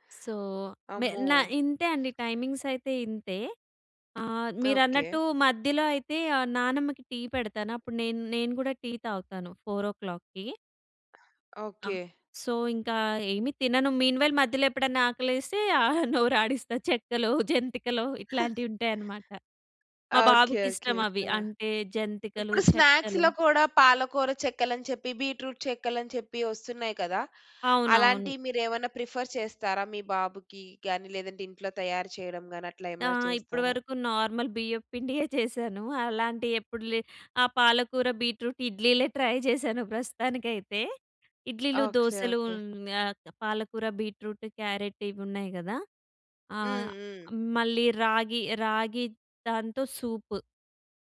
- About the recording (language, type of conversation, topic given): Telugu, podcast, బడ్జెట్‌లో ఆరోగ్యకరంగా తినడానికి మీ సూచనలు ఏమిటి?
- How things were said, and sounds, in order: in English: "సో"; in English: "టైమింగ్స్"; in English: "టీ"; in English: "టీ"; other noise; in English: "సో"; in English: "మీన్ వైల్"; laughing while speaking: "నోరు ఆడిస్తా. చెక్కలో, జంతికలో ఇట్లాంటివి ఉంటాయనమాట"; chuckle; in English: "స్నాక్స్‌లో"; other background noise; in English: "ప్రిఫర్"; in English: "నార్మల్"; laughing while speaking: "చేశాను"; in English: "బీట్రూట్"; in English: "ట్రై"